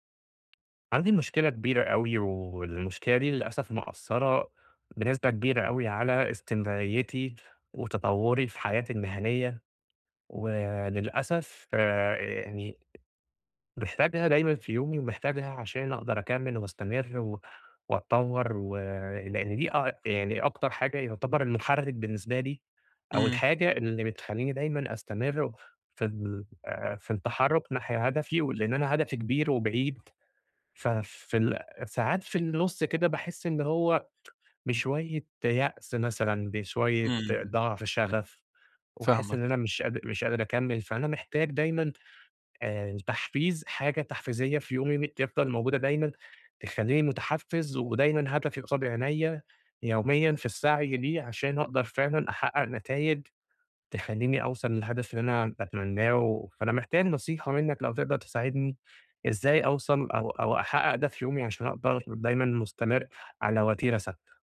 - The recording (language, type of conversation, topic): Arabic, advice, إزاي أفضل متحفّز وأحافظ على الاستمرارية في أهدافي اليومية؟
- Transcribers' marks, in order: tapping; other noise; tsk